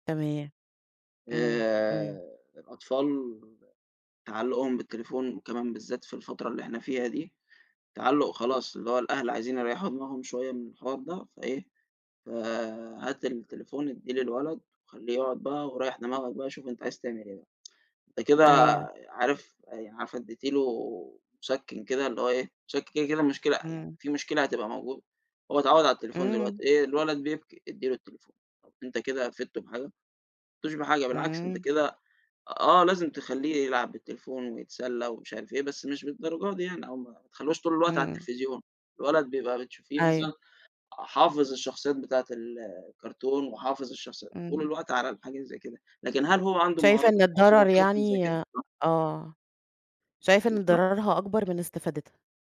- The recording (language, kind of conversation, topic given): Arabic, podcast, إيه نصايحك لتنظيم وقت الشاشة؟
- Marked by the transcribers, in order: tsk; unintelligible speech